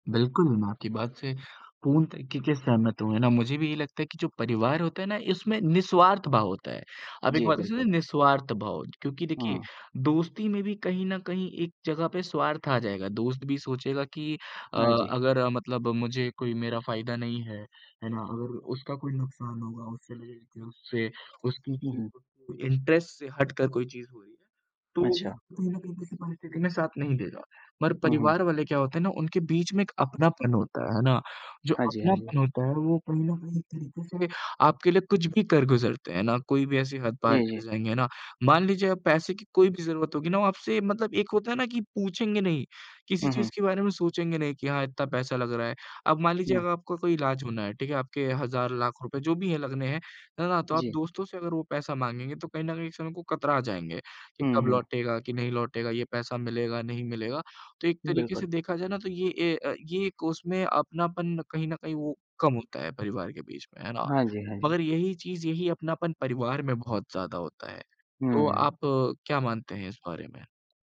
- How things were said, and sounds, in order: tapping; in English: "इंटरेस्ट"
- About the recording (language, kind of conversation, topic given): Hindi, unstructured, क्या आपको परिवार के साथ बिताया गया कोई खास पल याद है?